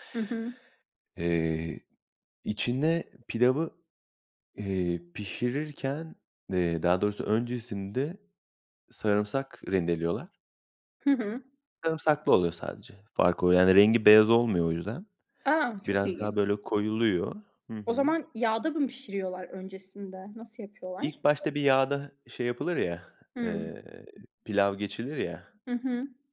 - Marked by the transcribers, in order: other background noise; tapping
- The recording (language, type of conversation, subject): Turkish, unstructured, Farklı ülkelerin yemek kültürleri seni nasıl etkiledi?
- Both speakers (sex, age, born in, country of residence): female, 25-29, Turkey, Spain; male, 30-34, Turkey, Portugal